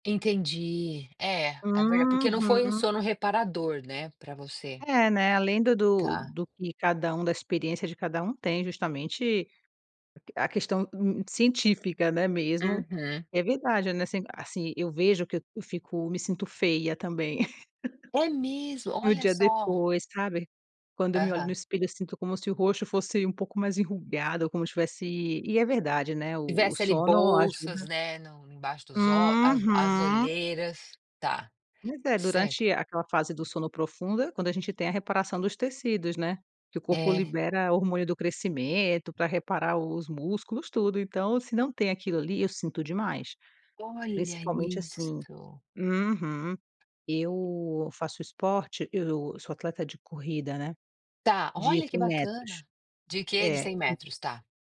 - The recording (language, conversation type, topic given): Portuguese, podcast, Que papel o sono desempenha na cura, na sua experiência?
- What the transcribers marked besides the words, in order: giggle; tapping; other background noise; other noise